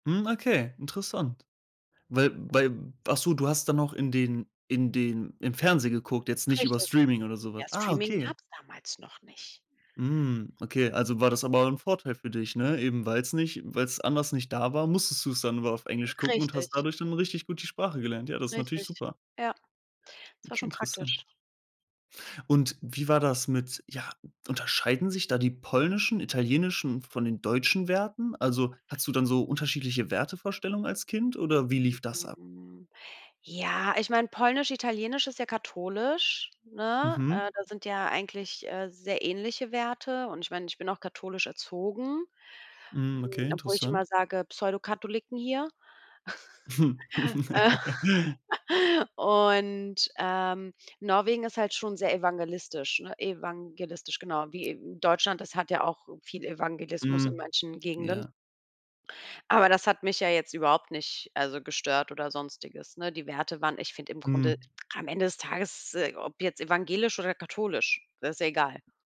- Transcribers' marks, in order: other background noise; laugh; laughing while speaking: "Äh"; chuckle
- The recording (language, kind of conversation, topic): German, podcast, Wie klingt die Sprache bei euch zu Hause?